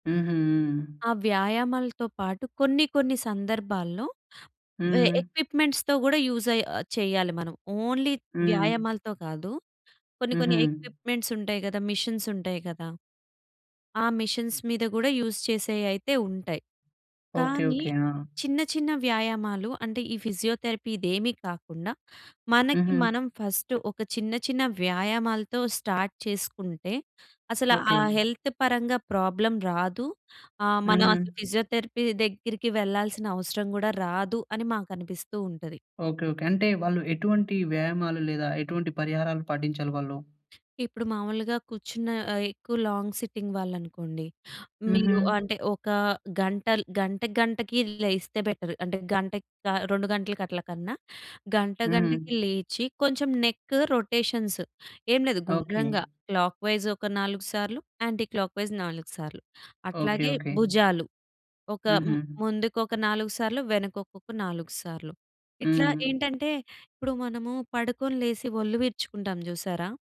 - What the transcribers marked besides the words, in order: other background noise; in English: "ఎ ఎ‌క్విప్‌మెంట్స్‌తో"; in English: "యూస్"; tapping; in English: "ఓన్లీ"; in English: "ఎ‌క్విప్‌మెంట్స్"; in English: "మెషిన్స్"; in English: "మెషిన్స్"; in English: "యూస్"; in English: "ఫిజియోథెరపీ"; in English: "ఫస్ట్"; in English: "స్టార్ట్"; in English: "హెల్త్"; in English: "ప్రాబ్లమ్"; in English: "ఫిజియోథెరపీ"; in English: "లాంగ్ సిట్టింగ్"; in English: "బెటర్"; in English: "నెక్ రొటేషన్స్"; in English: "క్లాక్‌వై‌జ్"; in English: "యాంటీ క్లాక్‌వై‌జ్"
- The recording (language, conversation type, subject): Telugu, podcast, ఫిజియోథెరపీ లేదా తేలికపాటి వ్యాయామాలు రికవరీలో ఎలా సహాయపడతాయి?